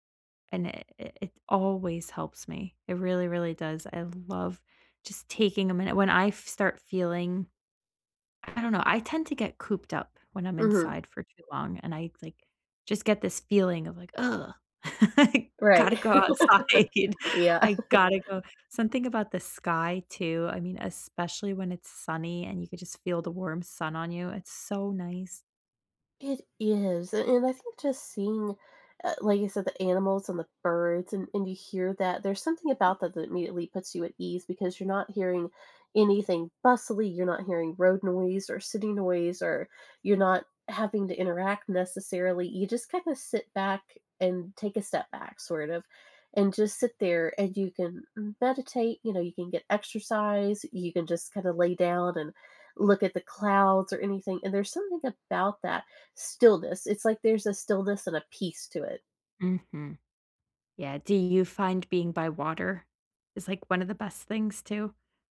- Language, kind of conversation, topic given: English, unstructured, How can I use nature to improve my mental health?
- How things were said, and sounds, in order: other background noise; laugh; laughing while speaking: "I"; laughing while speaking: "outside"; laugh; chuckle; tapping